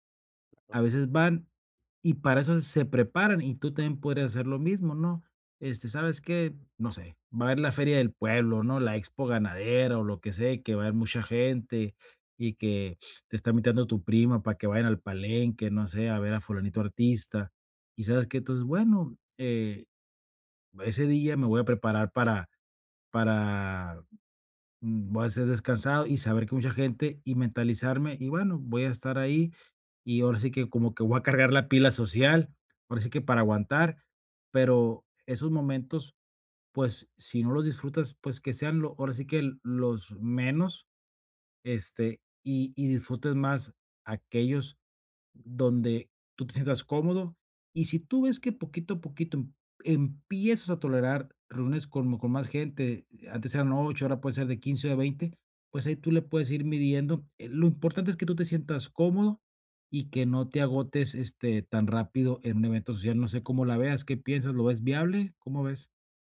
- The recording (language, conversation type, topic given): Spanish, advice, ¿Cómo puedo manejar el agotamiento social en fiestas y reuniones?
- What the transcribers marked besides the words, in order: unintelligible speech